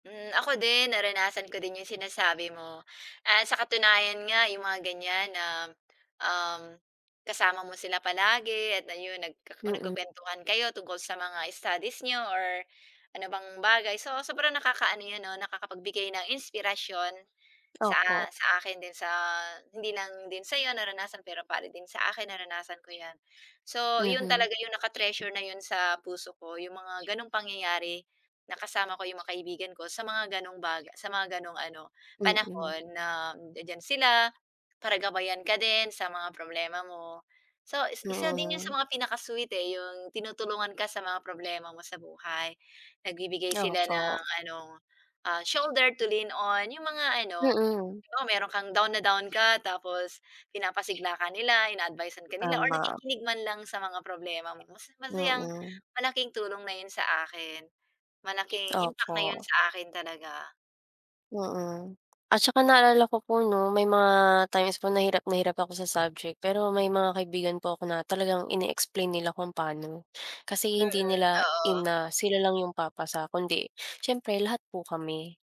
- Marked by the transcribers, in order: other background noise; tapping; other animal sound; in English: "shoulder to lean on"
- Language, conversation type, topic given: Filipino, unstructured, Ano ang pinakamatamis mong alaala kasama ang mga kaibigan?